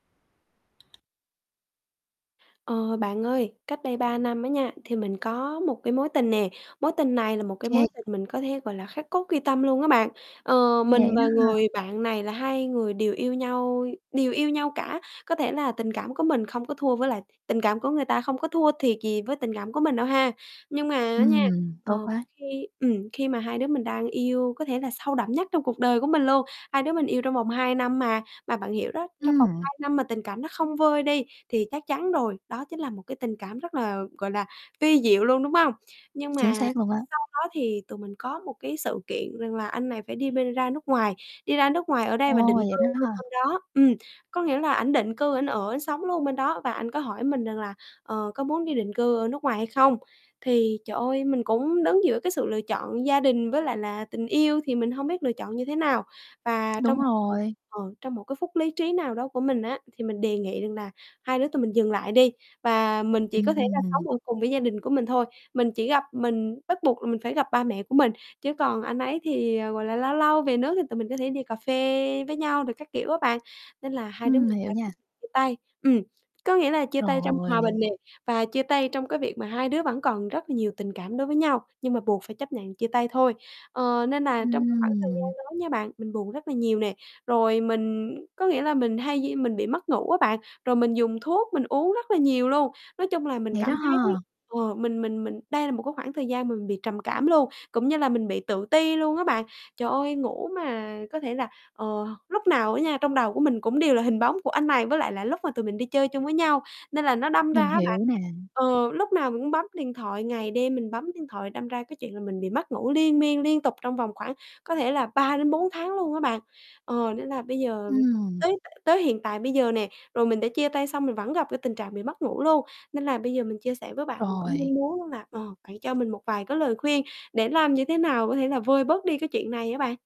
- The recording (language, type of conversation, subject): Vietnamese, advice, Bạn bị mất ngủ sau khi chia tay hoặc sau một sự kiện xúc động mạnh như thế nào?
- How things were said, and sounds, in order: tapping; other background noise; distorted speech; static